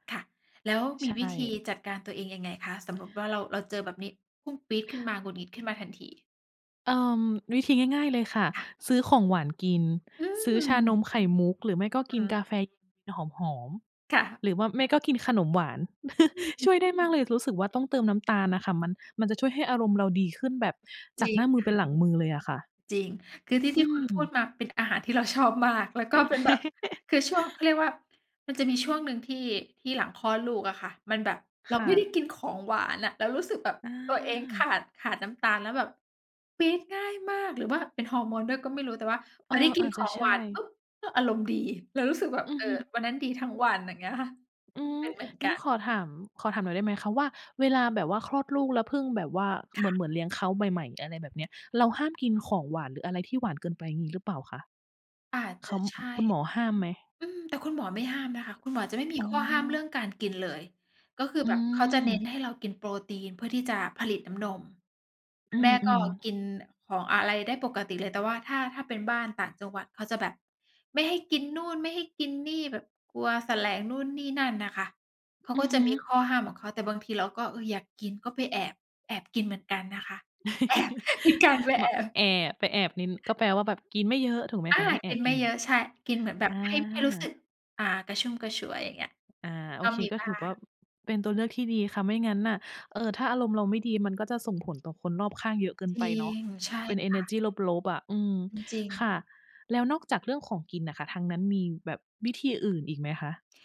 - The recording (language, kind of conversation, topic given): Thai, unstructured, มีอะไรช่วยให้คุณรู้สึกดีขึ้นตอนอารมณ์ไม่ดีไหม?
- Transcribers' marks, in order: chuckle; laughing while speaking: "ชอบมาก"; chuckle; other background noise; tapping; laugh; laughing while speaking: "แอบ มีการไปแอบ"